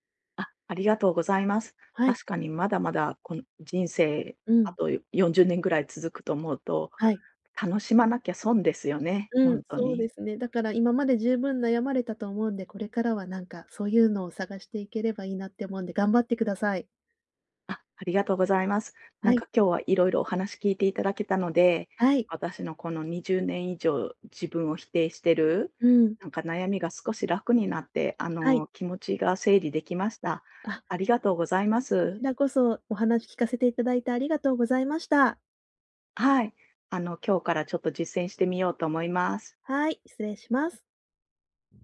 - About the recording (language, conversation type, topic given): Japanese, advice, 過去の失敗を引きずって自己否定が続くのはなぜですか？
- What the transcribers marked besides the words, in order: none